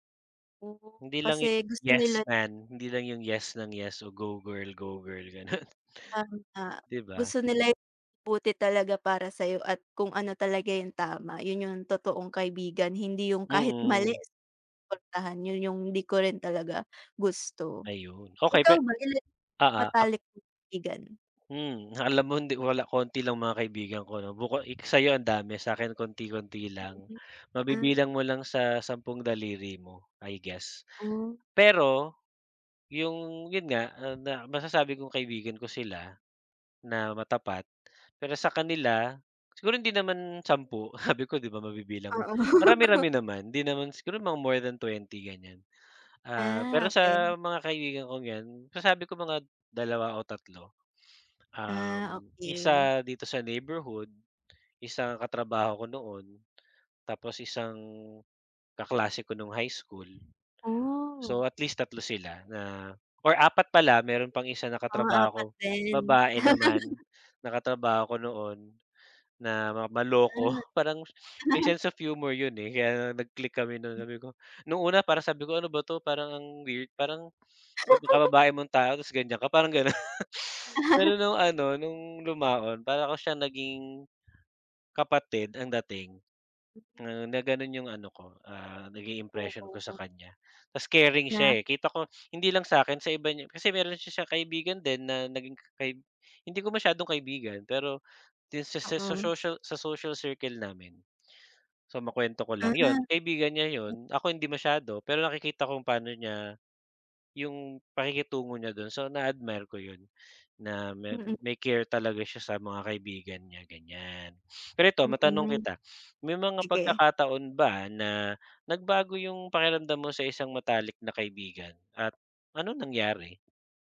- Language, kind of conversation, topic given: Filipino, unstructured, Ano ang pinakamahalaga sa iyo sa isang matalik na kaibigan?
- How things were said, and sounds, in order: snort; laughing while speaking: "alam"; snort; laughing while speaking: "sabi"; laugh; sniff; sniff; chuckle; sniff; laugh; laugh; laugh; snort; sniff; giggle; unintelligible speech; sniff; other background noise; bird; sniff